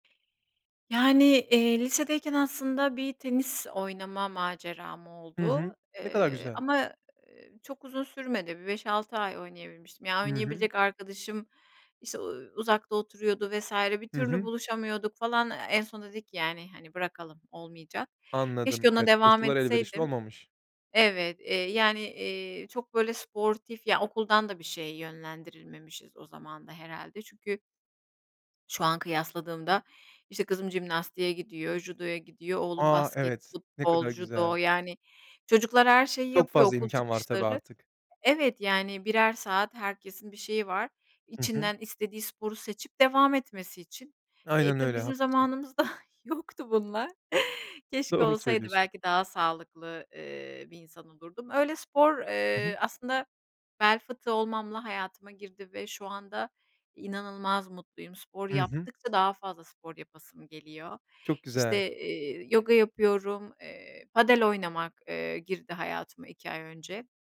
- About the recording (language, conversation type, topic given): Turkish, podcast, Bu hobiyi nasıl ve neden sevdin?
- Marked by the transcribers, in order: other background noise; tapping; laughing while speaking: "yoktu bunlar"